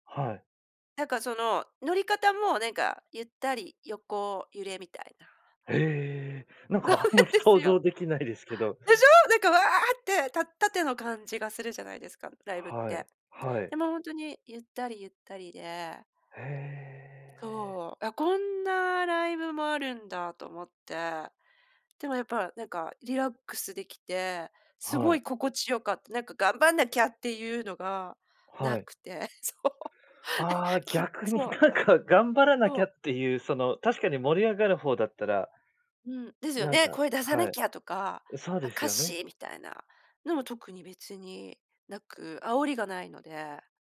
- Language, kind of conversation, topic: Japanese, podcast, ライブで心を動かされた瞬間はありましたか？
- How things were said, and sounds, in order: laughing while speaking: "あんまり想像出来ないですけど"; laughing while speaking: "そうなんですよ"; joyful: "でしょ？"; laughing while speaking: "そう"; laughing while speaking: "なんか"